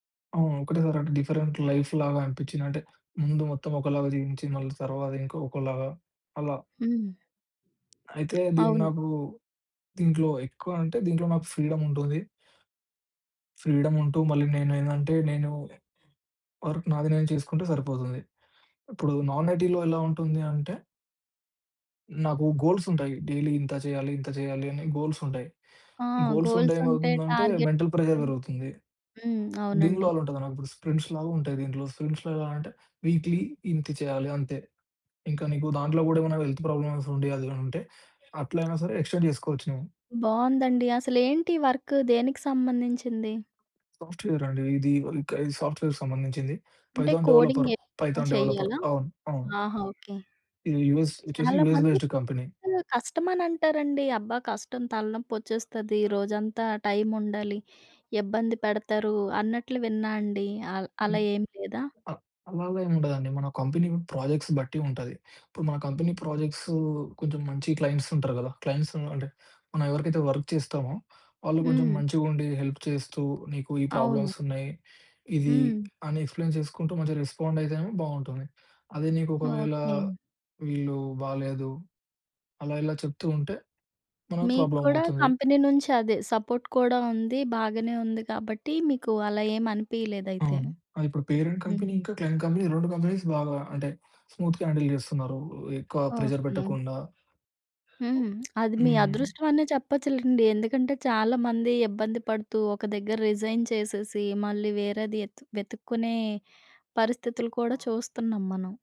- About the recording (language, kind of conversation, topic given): Telugu, podcast, ముందుగా ఊహించని ఒక ఉద్యోగ అవకాశం మీ జీవితాన్ని ఎలా మార్చింది?
- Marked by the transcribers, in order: in English: "డిఫరెంట్ లైఫ్‌లాగా"; tapping; in English: "వర్క్"; in English: "నాన్ ఐటీ‌లో"; in English: "డైలీ"; in English: "మెంటల్ ప్రెజర్"; in English: "స్ప్రింట్స్‌లాగుంటాయి"; in English: "వీక్లీ"; in English: "వెల్త్"; background speech; in English: "ఎక్స్‌టెండ్"; other background noise; in English: "వర్క్"; in English: "సాఫ్ట్‌వేర్‌కి"; in English: "పైథాన్ డెవలపర్. పైథాన్ డెవలపర్"; in English: "యూఎస్"; in English: "యూఎస్ బేస్డ్ కంపెనీ"; unintelligible speech; unintelligible speech; in English: "కంపెనీ ప్రాజెక్ట్స్"; in English: "కంపెనీ"; in English: "వర్క్"; in English: "హెల్ప్"; in English: "ఎక్స్‌ప్లెయిన్"; in English: "కంపెనీ"; in English: "సపోర్ట్"; in English: "పేరెంట్ కంపెనీ"; in English: "క్లయింట్ కంపెనీ"; in English: "కంపెనీస్"; in English: "స్మూత్‌గా హ్యాండిల్"; in English: "ప్రెజర్"; lip smack; unintelligible speech; in English: "రిజైన్"